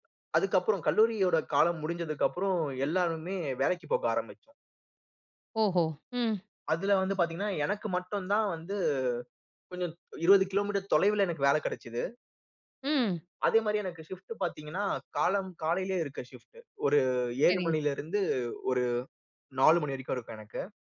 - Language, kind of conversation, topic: Tamil, podcast, மற்றவர்களுக்கு “இல்லை” சொல்ல வேண்டிய சூழலில், நீங்கள் அதை எப்படிப் பணிவாகச் சொல்கிறீர்கள்?
- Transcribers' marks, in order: in English: "ஷிஃப்ட்"; in English: "ஷிஃப்ட்"